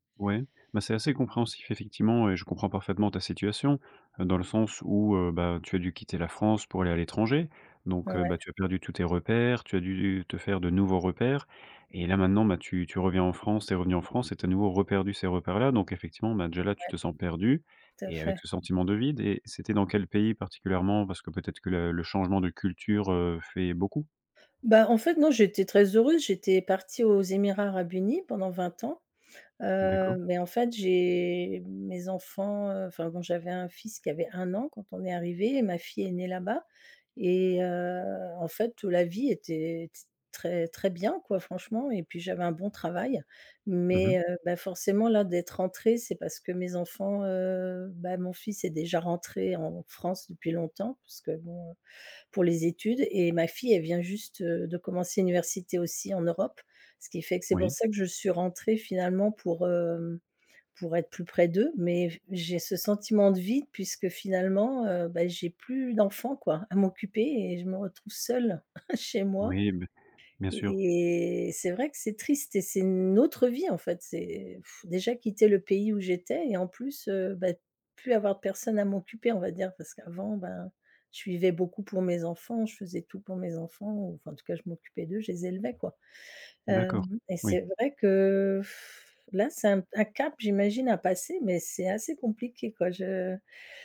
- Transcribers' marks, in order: tapping; chuckle; blowing; blowing
- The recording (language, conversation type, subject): French, advice, Comment expliquer ce sentiment de vide malgré votre succès professionnel ?